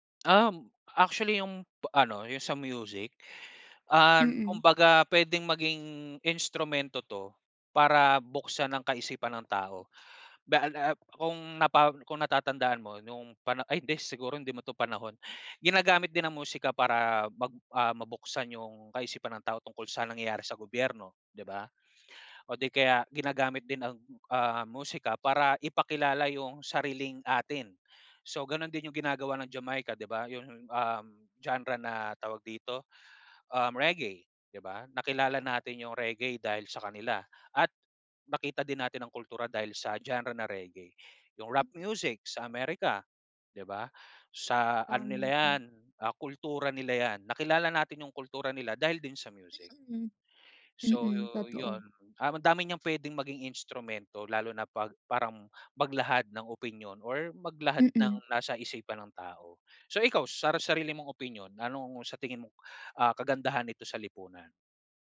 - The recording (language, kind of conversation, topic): Filipino, unstructured, Ano ang paborito mong klase ng sining at bakit?
- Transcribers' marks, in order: none